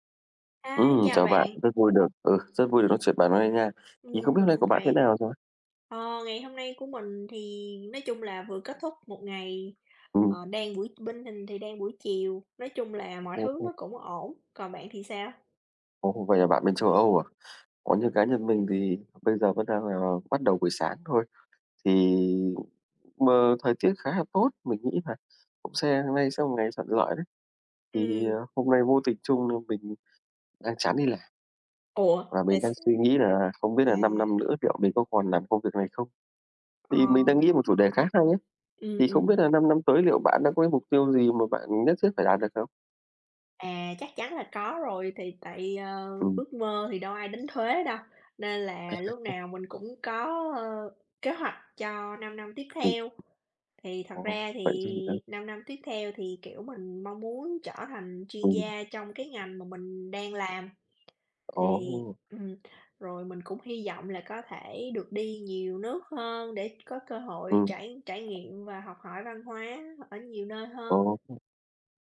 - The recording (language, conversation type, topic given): Vietnamese, unstructured, Bạn mong muốn đạt được điều gì trong 5 năm tới?
- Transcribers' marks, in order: other background noise; tapping; unintelligible speech